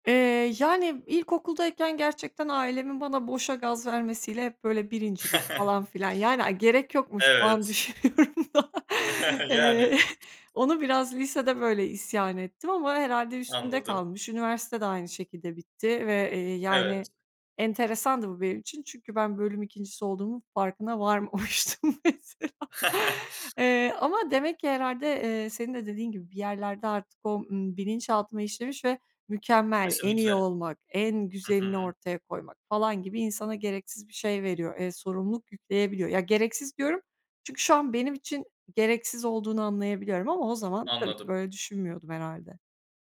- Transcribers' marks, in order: chuckle; laughing while speaking: "düşünüyorum da"; chuckle; other background noise; laughing while speaking: "varmamıştım mesela"; chuckle
- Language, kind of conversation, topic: Turkish, podcast, "Mükemmel seçim" beklentisi seni engelliyor mu?